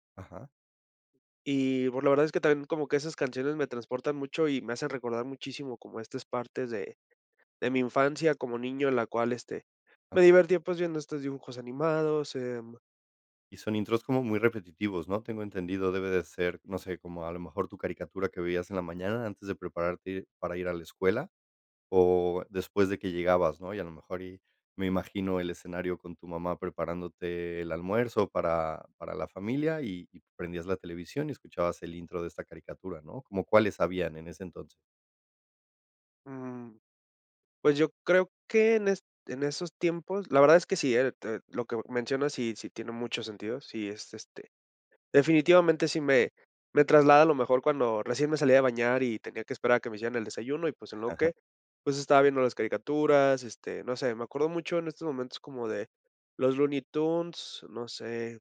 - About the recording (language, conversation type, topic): Spanish, podcast, ¿Qué música te marcó cuando eras niño?
- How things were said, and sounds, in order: chuckle